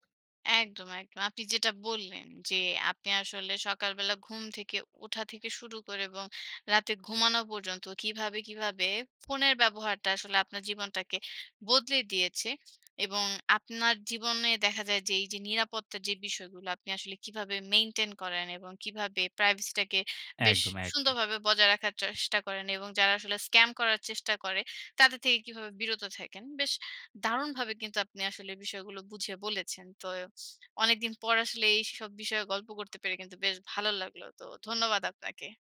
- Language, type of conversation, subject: Bengali, podcast, তোমার ফোন জীবনকে কীভাবে বদলে দিয়েছে বলো তো?
- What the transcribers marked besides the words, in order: in English: "maintain"; in English: "privacy"